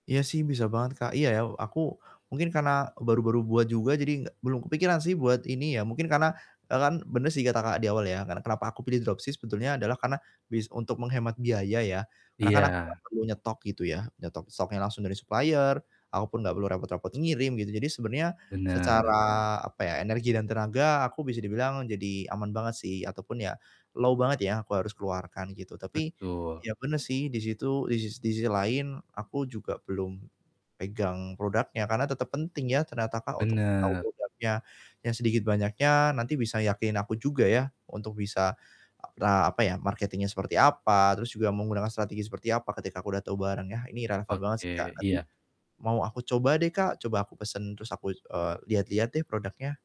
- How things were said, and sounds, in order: in English: "dropshis"; "dropship" said as "dropshis"; distorted speech; in English: "low"; in English: "marketing-nya"
- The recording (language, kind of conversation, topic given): Indonesian, advice, Bagaimana cara menemukan pelanggan awal dan memperoleh umpan balik?